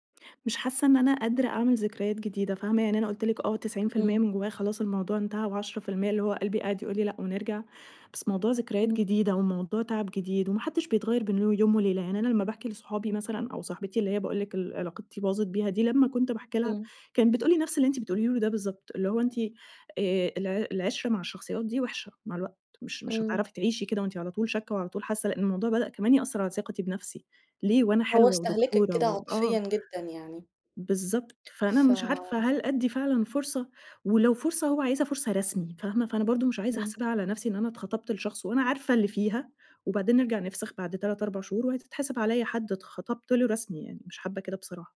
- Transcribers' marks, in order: other background noise; tapping
- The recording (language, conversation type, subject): Arabic, advice, إزاي كان إحساسك بعد ما علاقة مهمة انتهت وسابت جواك فراغ وحسّستك إن هويتك متلخبطة؟